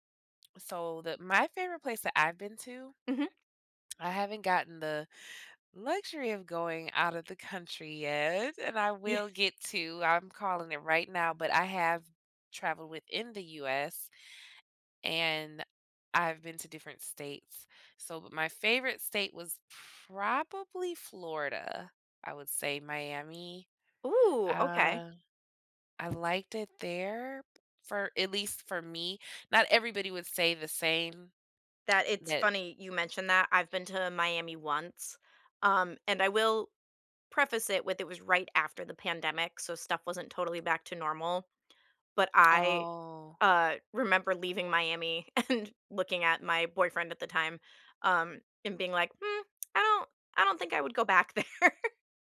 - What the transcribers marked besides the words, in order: other background noise; laughing while speaking: "Ye"; stressed: "Ooh"; tsk; drawn out: "Oh"; laughing while speaking: "and"; tsk; laughing while speaking: "there"
- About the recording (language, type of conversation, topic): English, unstructured, What is your favorite place you have ever traveled to?
- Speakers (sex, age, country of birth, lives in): female, 30-34, United States, United States; female, 30-34, United States, United States